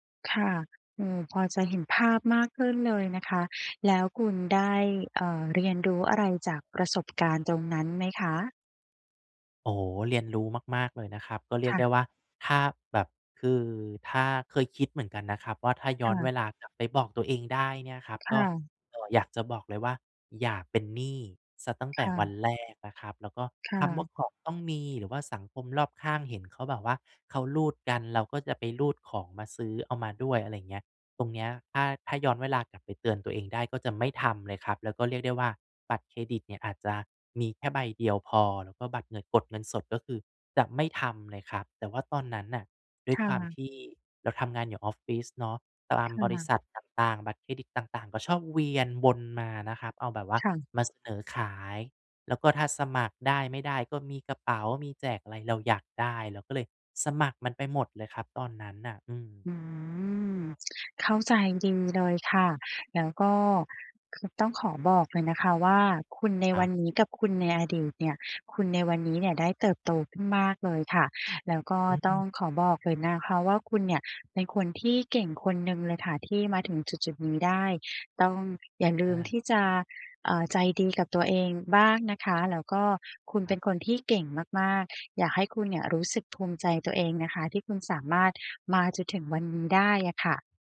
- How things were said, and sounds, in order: drawn out: "อืม"
- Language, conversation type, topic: Thai, advice, ฉันควรจัดการหนี้และค่าใช้จ่ายฉุกเฉินอย่างไรเมื่อรายได้ไม่พอ?